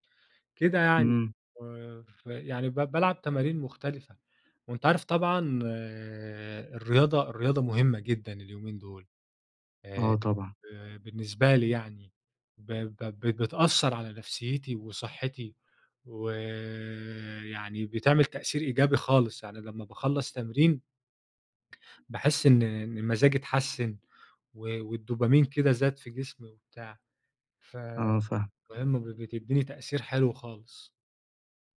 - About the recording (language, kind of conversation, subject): Arabic, podcast, إزاي تحافظ على نشاطك البدني من غير ما تروح الجيم؟
- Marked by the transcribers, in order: tapping